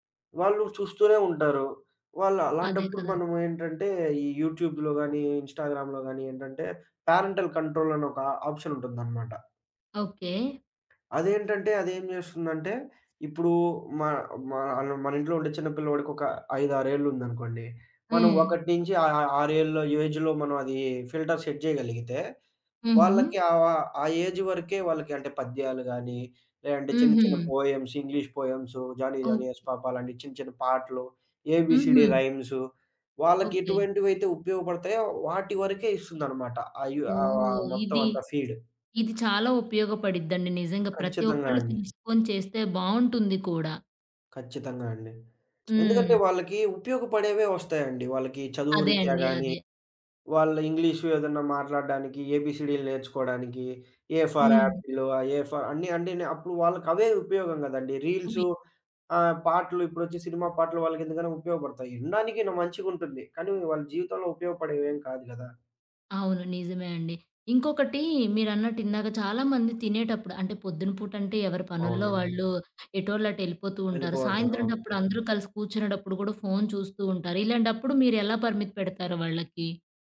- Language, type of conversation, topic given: Telugu, podcast, కంప్యూటర్, ఫోన్ వాడకంపై పరిమితులు ఎలా పెట్టాలి?
- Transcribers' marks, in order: in English: "యూట్యూబ్‌లో"; in English: "ఇన్‌స్టాగ్రామ్"; in English: "పేరెంటల్ కంట్రోల్"; in English: "ఆప్షన్"; tapping; in English: "ఏజ్‌లో"; in English: "ఫిల్టర్ సెట్"; in English: "ఏజ్"; in English: "పోయెమ్స్, ఇంగ్లీష్"; in English: "జానీ జానీ యస్ పాప"; in English: "ఏబీసీడీ"; in English: "ఫీడ్"; lip smack; in English: "ఏ ఫర్"; in English: "ఏ ఫర్"; other background noise